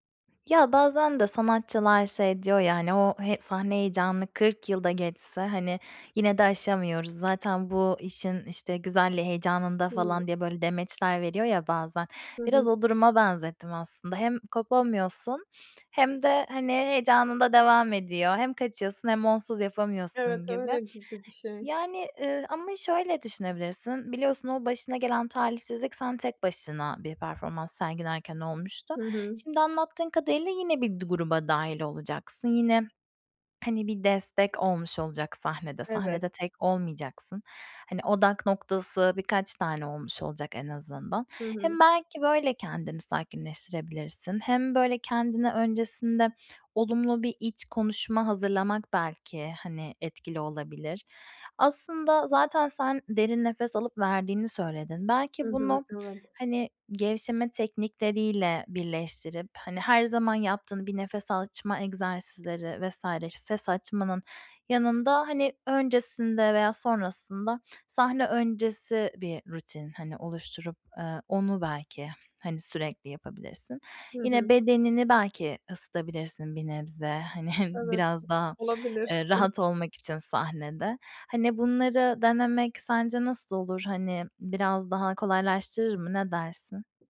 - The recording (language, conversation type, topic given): Turkish, advice, Sahneye çıkarken aşırı heyecan ve kaygıyı nasıl daha iyi yönetebilirim?
- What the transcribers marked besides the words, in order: other background noise; chuckle; other noise